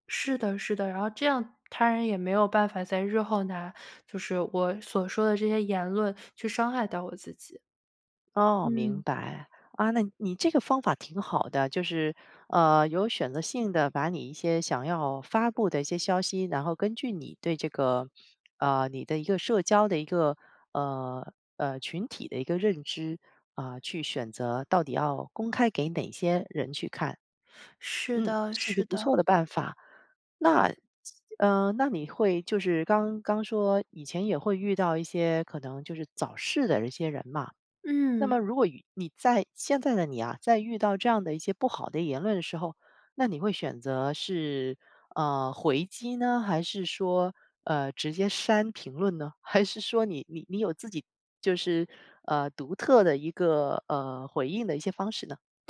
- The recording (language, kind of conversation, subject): Chinese, podcast, 如何在网上既保持真诚又不过度暴露自己？
- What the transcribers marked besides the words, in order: "找" said as "早"; laughing while speaking: "还是说你"